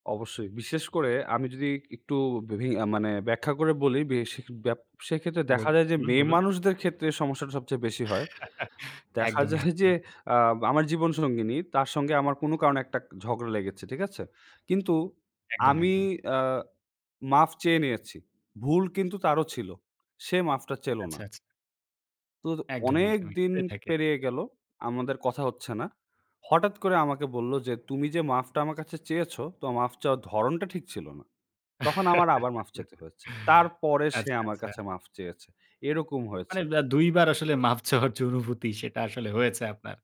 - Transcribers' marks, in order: chuckle; scoff; laugh
- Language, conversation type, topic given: Bengali, podcast, কখন ক্ষমা চাওয়া সবচেয়ে উপযুক্ত?
- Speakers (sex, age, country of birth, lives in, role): male, 18-19, Bangladesh, Bangladesh, host; male, 20-24, Bangladesh, Bangladesh, guest